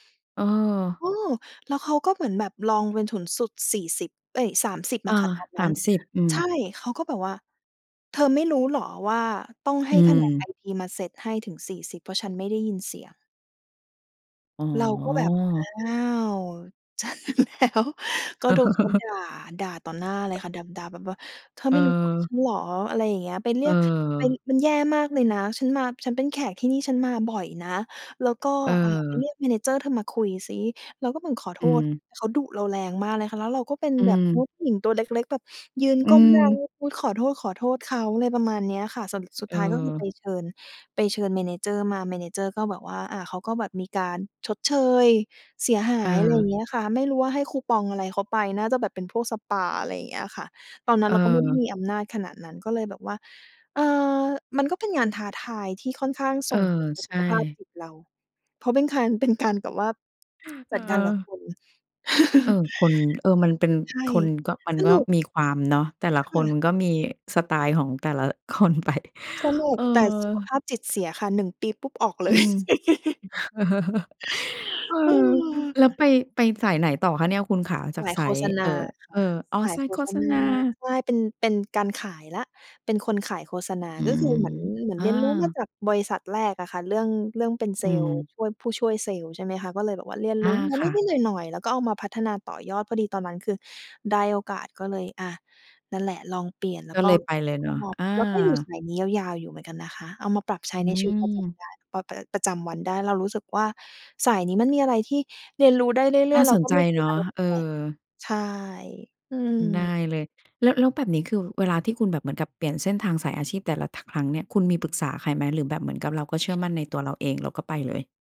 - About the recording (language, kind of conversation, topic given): Thai, podcast, อะไรคือสัญญาณว่าคุณควรเปลี่ยนเส้นทางอาชีพ?
- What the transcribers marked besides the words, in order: laughing while speaking: "เจอแล้ว"; chuckle; tapping; other background noise; in English: "Manager"; sniff; "สรุป" said as "สะหลุด"; in English: "Manager"; in English: "Manager"; chuckle; laughing while speaking: "เป็นคาร เป็นการ"; lip smack; chuckle; laughing while speaking: "คนไป"; chuckle; chuckle; laugh; inhale